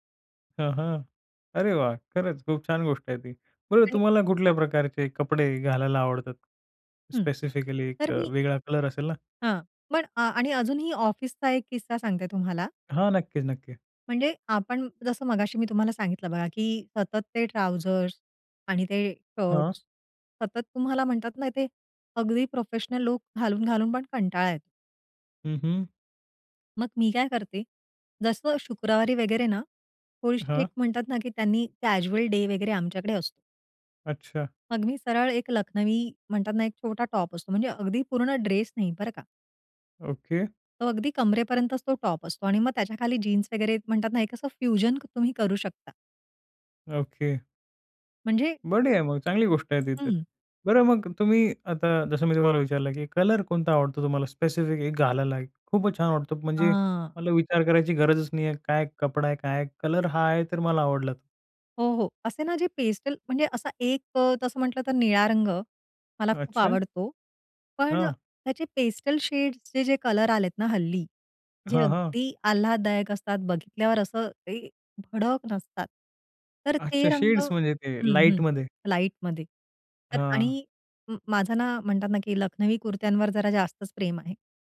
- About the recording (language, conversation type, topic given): Marathi, podcast, पाश्चिमात्य आणि पारंपरिक शैली एकत्र मिसळल्यावर तुम्हाला कसे वाटते?
- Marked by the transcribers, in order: tapping; other noise; in English: "ट्राउझर्स"; in English: "कॅज्युअल डे"; in English: "टॉप"; in English: "टॉप"; in English: "फ्युजन"; drawn out: "हां"; in English: "पेस्टल"; in English: "पेस्टल"